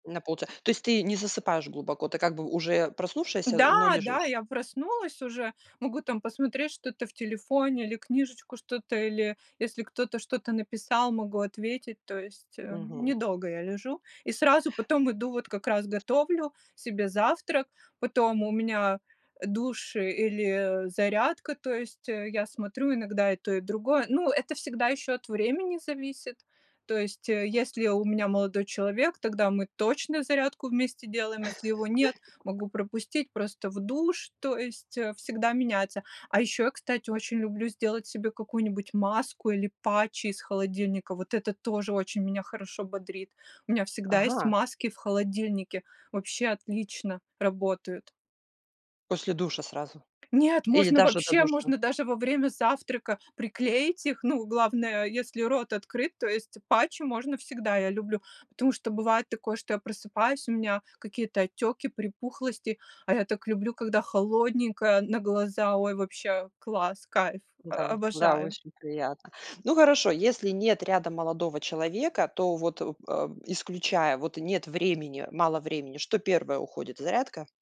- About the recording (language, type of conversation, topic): Russian, podcast, Как вы начинаете утро, чтобы чувствовать себя бодрым весь день?
- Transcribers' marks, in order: tapping; other background noise; chuckle